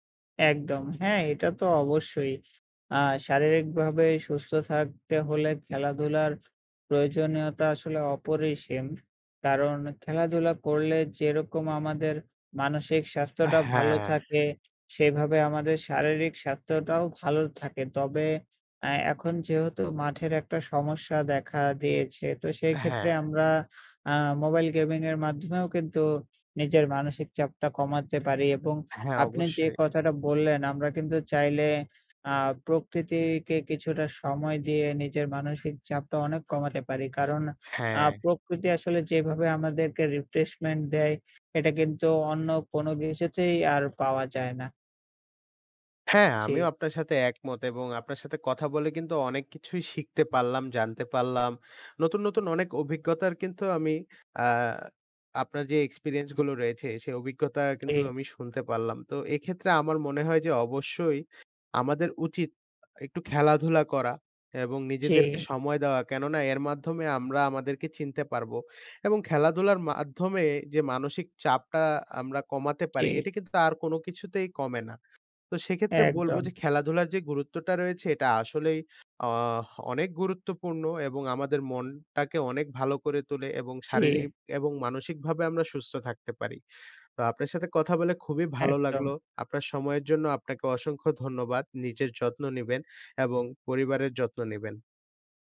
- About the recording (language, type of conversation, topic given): Bengali, unstructured, খেলাধুলা করা মানসিক চাপ কমাতে সাহায্য করে কিভাবে?
- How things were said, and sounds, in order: other background noise; wind; tapping